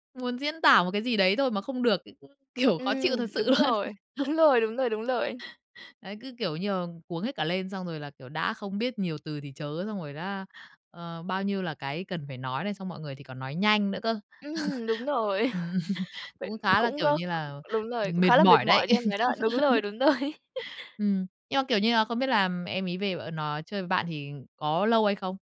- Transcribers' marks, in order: laughing while speaking: "kiểu"; laughing while speaking: "đúng"; laughing while speaking: "luôn"; laugh; tapping; laugh; laughing while speaking: "Ừm"; laugh; laughing while speaking: "đúng rồi"; laugh
- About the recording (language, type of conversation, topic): Vietnamese, podcast, Bạn có câu chuyện nào về việc dùng hai ngôn ngữ trong gia đình không?